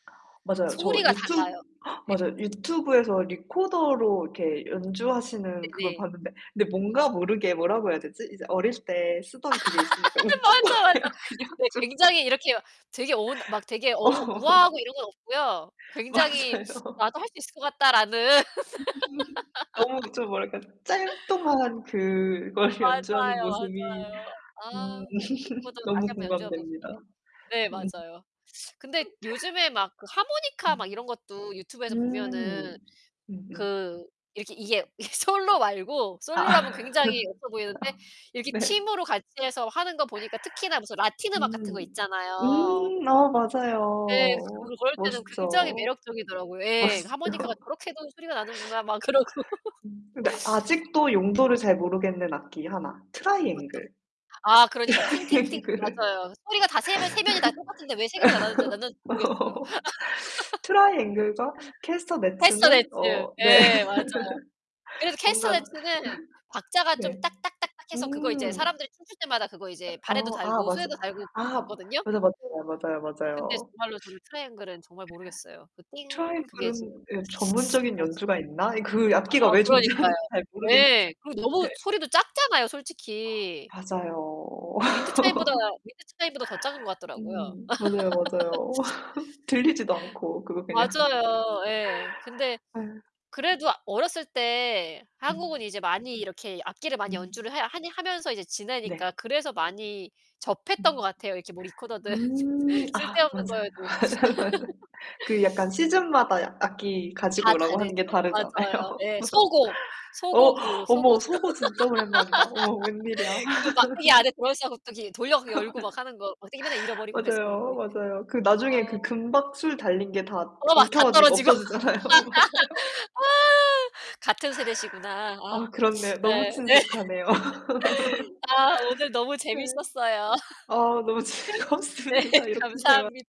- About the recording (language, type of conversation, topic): Korean, unstructured, 만약 모든 악기를 자유롭게 연주할 수 있다면, 어떤 곡을 가장 먼저 연주하고 싶으신가요?
- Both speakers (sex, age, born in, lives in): female, 30-34, South Korea, Germany; female, 40-44, South Korea, United States
- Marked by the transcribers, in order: static; gasp; laugh; laughing while speaking: "거예요, 그냥 좀"; laughing while speaking: "어"; laughing while speaking: "맞아요"; teeth sucking; unintelligible speech; laugh; laugh; unintelligible speech; laugh; other background noise; laugh; tapping; laughing while speaking: "멋있죠"; laughing while speaking: "그러고"; laugh; laugh; teeth sucking; laugh; teeth sucking; laughing while speaking: "존재하는지 잘 모르겠는데. 네"; laugh; laugh; distorted speech; laugh; laugh; laugh; laughing while speaking: "없어지잖아요. 맞아요"; laugh; sniff; laugh; laughing while speaking: "아 오늘 너무 재밌었어요. 네, 감사합니"; laugh; laugh; laughing while speaking: "즐겁습니다. 이렇게 대화"